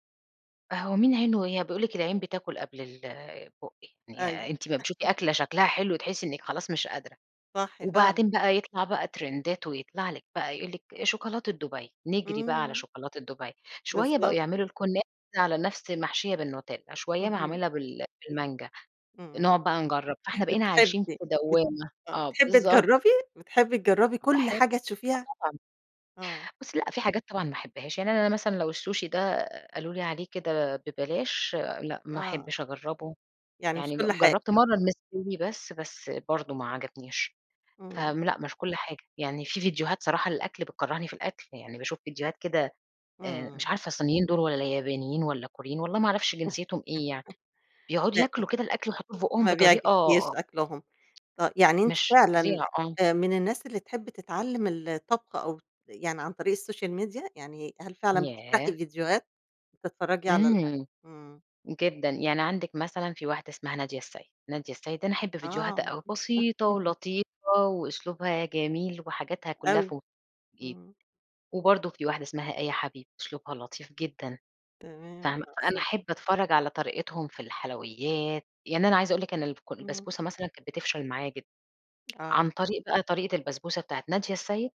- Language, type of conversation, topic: Arabic, podcast, إيه رأيك في تأثير السوشيال ميديا على عادات الأكل؟
- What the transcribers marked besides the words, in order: laugh; in English: "ترندات"; other background noise; laugh; tapping; in English: "السوشيال ميديا"; chuckle; unintelligible speech